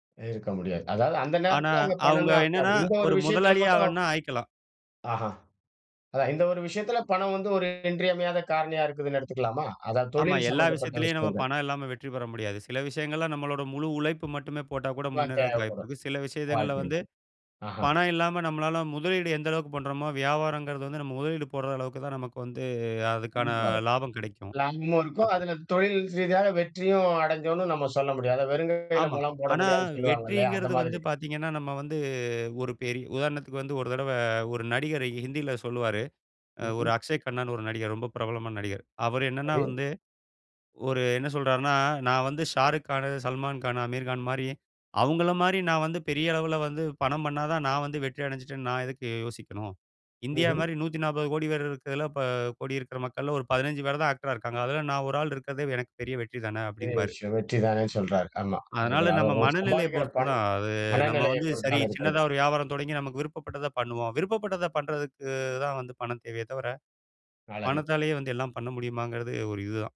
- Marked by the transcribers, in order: drawn out: "வந்து"; in English: "ஆக்டரா"
- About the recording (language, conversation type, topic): Tamil, podcast, பணம் வெற்றியை தீர்மானிக்குமோ?